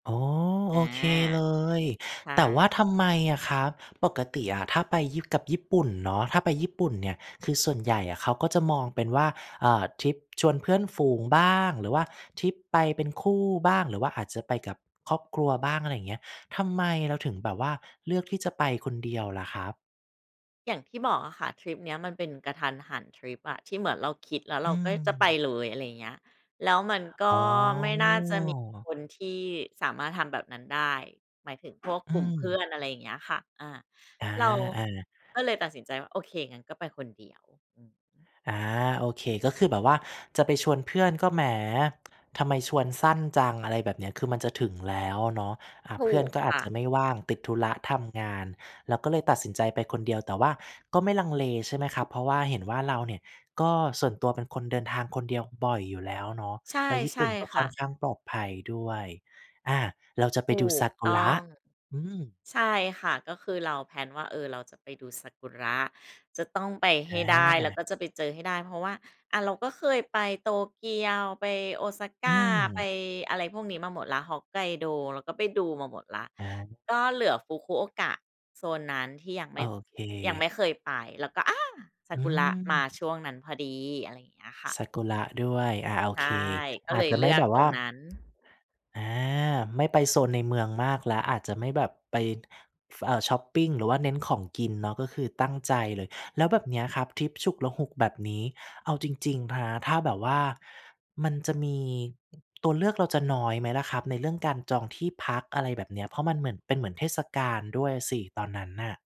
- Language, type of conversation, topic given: Thai, podcast, ช่วยเล่าเรื่องการเดินทางคนเดียวที่ประทับใจที่สุดของคุณให้ฟังหน่อยได้ไหม?
- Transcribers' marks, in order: drawn out: "อ๋อ"; tapping; other background noise; in English: "แพลน"; joyful: "อา"